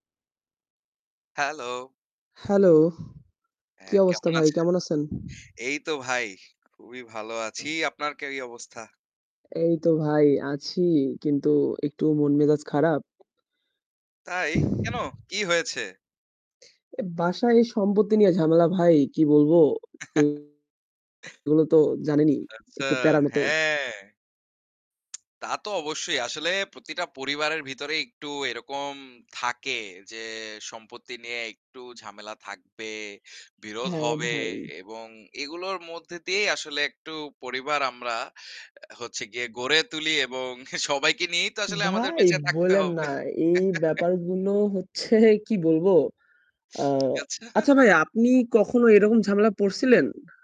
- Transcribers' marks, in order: static; chuckle; distorted speech; chuckle; tapping; laughing while speaking: "আচ্ছা"
- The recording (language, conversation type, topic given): Bengali, unstructured, পরিবারের মধ্যে সম্পত্তি নিয়ে বিরোধ হলে আপনার কেমন লাগে?